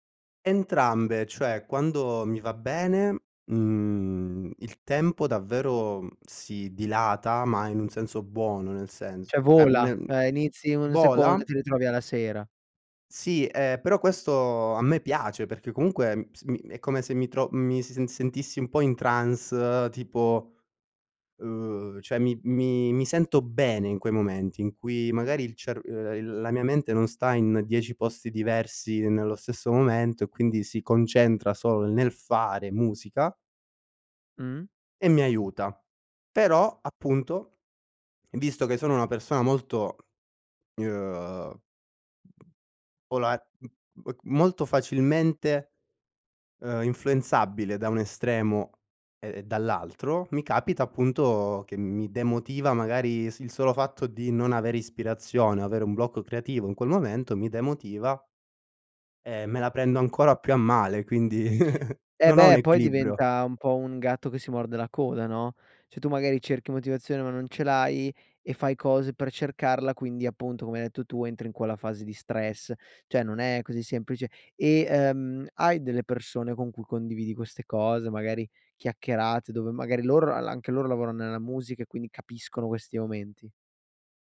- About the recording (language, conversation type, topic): Italian, podcast, Quando perdi la motivazione, cosa fai per ripartire?
- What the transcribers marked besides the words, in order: "Cioè" said as "ceh"; unintelligible speech; "vola" said as "bola"; tapping; unintelligible speech; chuckle; "cioè" said as "ceh"; "cioè" said as "ceh"